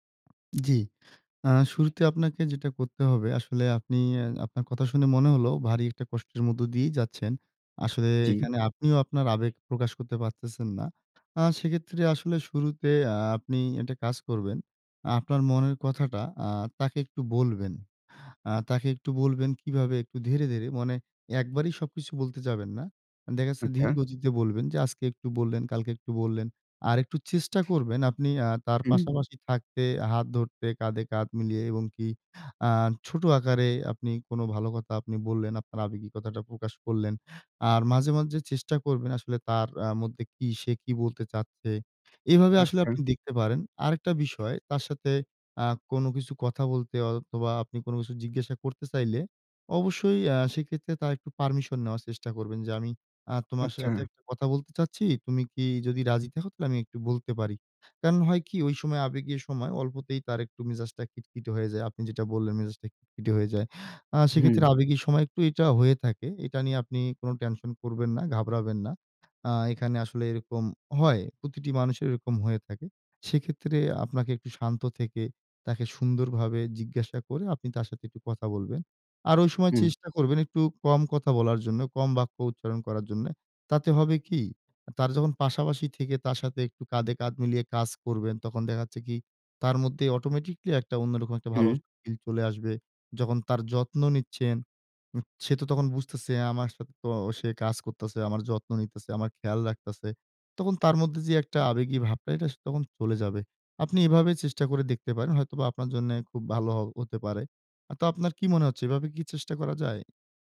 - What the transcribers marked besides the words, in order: tapping
- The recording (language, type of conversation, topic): Bengali, advice, কঠিন সময়ে আমি কীভাবে আমার সঙ্গীকে আবেগীয় সমর্থন দিতে পারি?